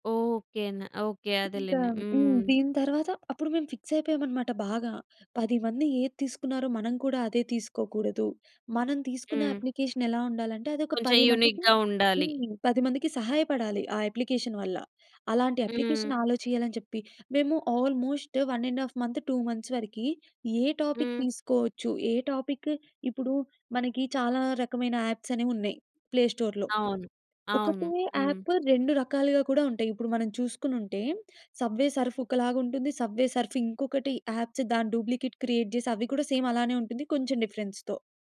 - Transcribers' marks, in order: in English: "ఫిక్స్"; in English: "అప్లికేషన్"; in English: "యూనిక్‌గా"; in English: "అప్లికేషన్"; in English: "అప్లికేషన్"; in English: "ఆల్మోస్ట్ వన్ అండ్ హాఫ్ మంత్ టూ మంత్స్"; in English: "టాపిక్"; in English: "టాపిక్"; in English: "యాప్స్"; in English: "ప్లే స్టోర్‌లో"; in English: "యాప్"; in English: "సబ్వే సర్ఫ్"; in English: "సబ్వే సర్ఫ్"; in English: "యాప్స్"; in English: "డూప్లికేట్ క్రియేట్"; in English: "సేమ్"; in English: "డిఫరెన్స్‌తో"
- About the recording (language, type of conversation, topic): Telugu, podcast, మీరు విఫలమైనప్పుడు ఏమి నేర్చుకున్నారు?